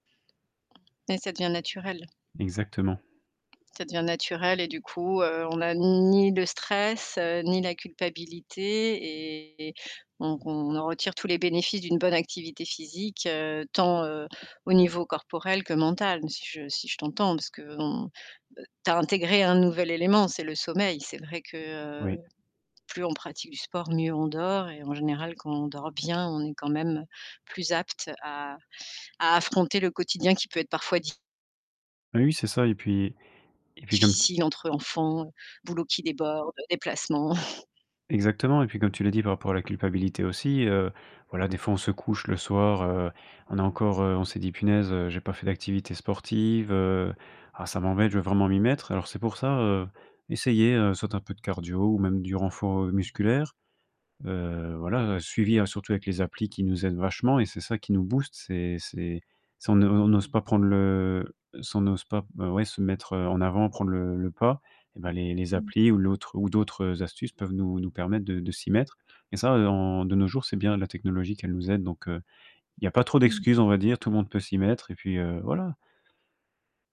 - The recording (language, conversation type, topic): French, podcast, Comment intègres-tu le sport à ton quotidien sans te prendre la tête ?
- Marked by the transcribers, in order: other background noise; tapping; distorted speech; stressed: "bien"; chuckle; "renfort" said as "renfo"